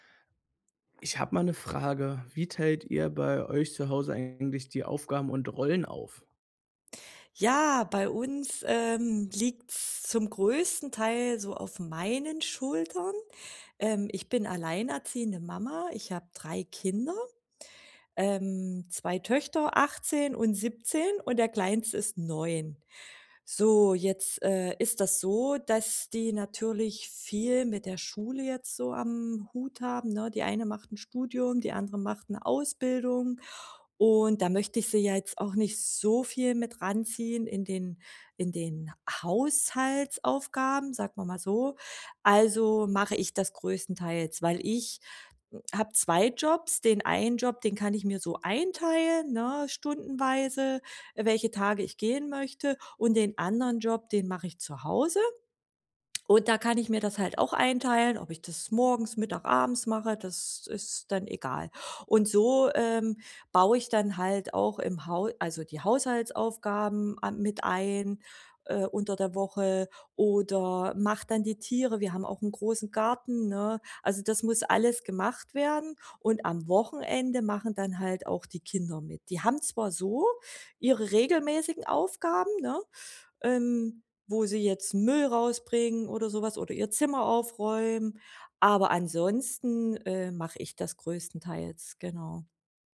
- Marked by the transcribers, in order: other background noise
- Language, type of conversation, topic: German, podcast, Wie teilt ihr zu Hause die Aufgaben und Rollen auf?